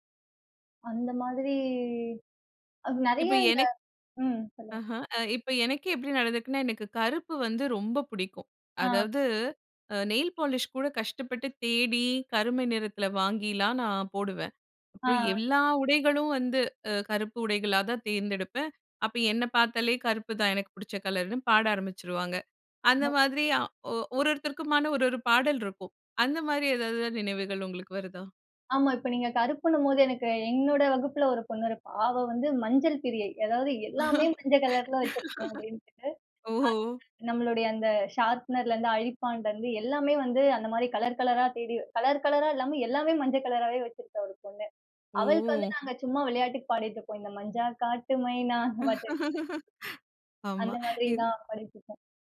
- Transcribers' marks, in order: drawn out: "மாதிரி"; other background noise; unintelligible speech; laugh; unintelligible speech; singing: "மஞ்சா காட்டு மைனா"; laughing while speaking: "அந்த பாட்டு"; laugh
- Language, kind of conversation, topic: Tamil, podcast, ஒரு பாடல் உங்களுக்கு பள்ளி நாட்களை நினைவுபடுத்துமா?